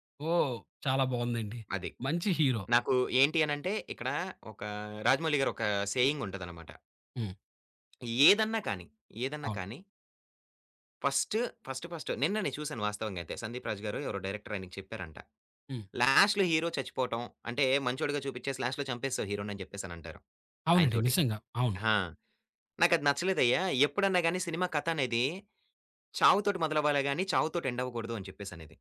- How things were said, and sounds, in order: in English: "సేయింగ్"; other background noise; in English: "ఫస్ట్ ఫస్ట్ ఫస్ట్"; in English: "డైరెక్టర్"; in English: "లాస్ట్‌లో"; in English: "లాస్ట్‌లో"; in English: "ఎండ్"
- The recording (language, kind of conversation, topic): Telugu, podcast, స్ట్రీమింగ్ యుగంలో మీ అభిరుచిలో ఎలాంటి మార్పు వచ్చింది?